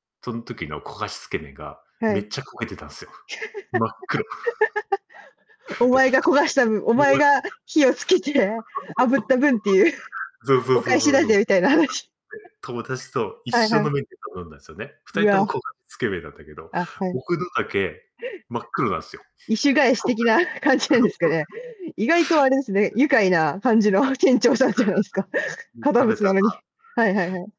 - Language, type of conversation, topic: Japanese, unstructured, 子どものころの一番楽しい思い出は何ですか？
- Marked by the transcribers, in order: laugh; chuckle; unintelligible speech; laughing while speaking: "火をつけて炙った分っていう、お返しだぜみたいな話"; unintelligible speech; laugh; distorted speech; chuckle; laughing while speaking: "意趣返し的な感じなんですかね？"; unintelligible speech; laughing while speaking: "店長さんじゃないですか"